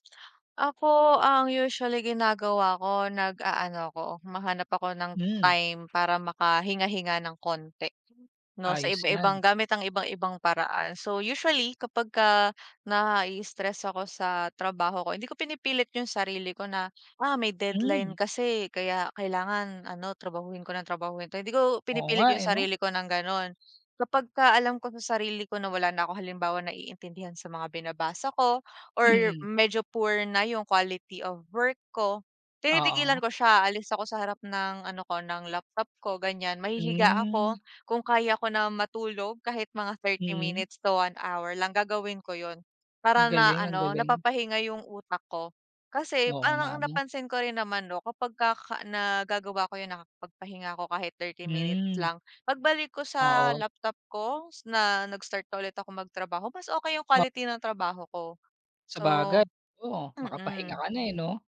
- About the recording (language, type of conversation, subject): Filipino, unstructured, Paano mo hinaharap ang pagkapuwersa at pag-aalala sa trabaho?
- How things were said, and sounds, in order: none